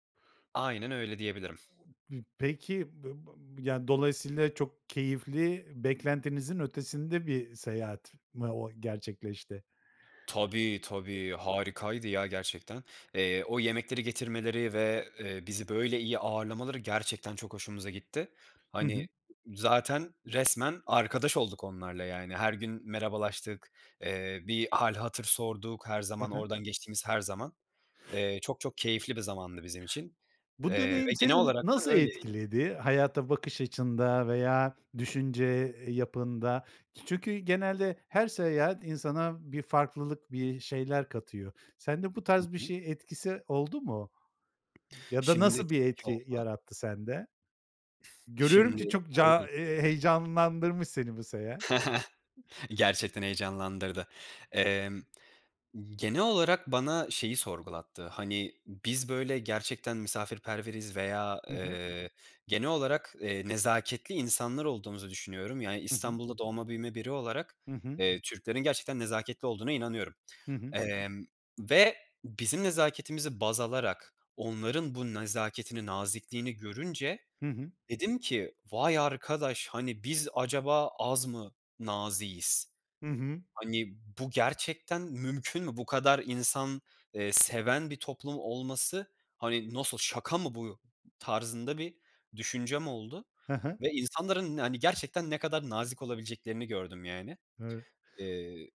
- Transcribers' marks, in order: other background noise; tapping; chuckle; surprised: "vay arkadaş, hani, biz acaba … şaka mı bu"
- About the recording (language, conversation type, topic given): Turkish, podcast, En unutamadığın seyahat maceranı anlatır mısın?